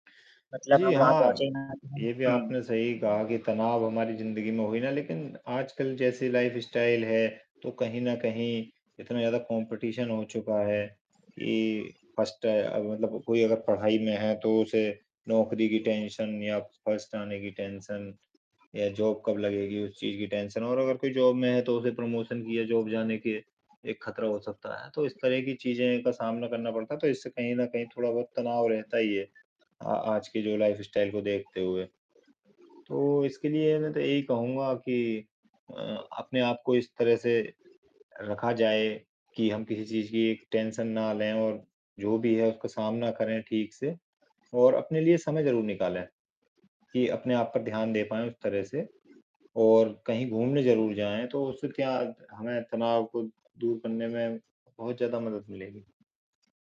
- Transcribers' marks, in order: static; distorted speech; in English: "लाइफस्टाइल"; in English: "कॉम्पिटिशन"; in English: "फर्स्ट"; in English: "टेंशन"; in English: "फर्स्ट"; in English: "टेंशन"; in English: "जॉब"; in English: "टेंशन"; in English: "जॉब"; in English: "प्रमोशन"; in English: "जॉब"; in English: "लाइफस्टाइल"; in English: "टेंशन"
- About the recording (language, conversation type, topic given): Hindi, unstructured, आप तनाव दूर करने के लिए कौन-सी गतिविधियाँ करते हैं?
- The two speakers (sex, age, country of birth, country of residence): male, 20-24, India, India; male, 35-39, India, India